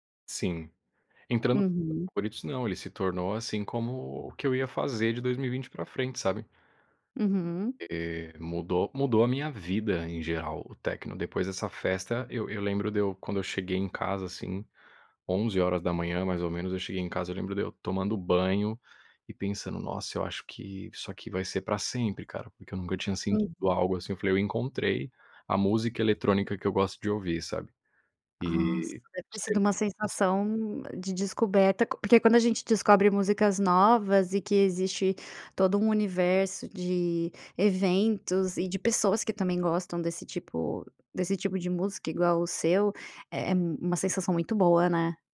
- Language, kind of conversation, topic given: Portuguese, podcast, Como a música influenciou quem você é?
- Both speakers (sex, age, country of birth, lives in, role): female, 30-34, United States, Spain, host; male, 30-34, Brazil, Spain, guest
- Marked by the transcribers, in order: unintelligible speech; other background noise; unintelligible speech; tapping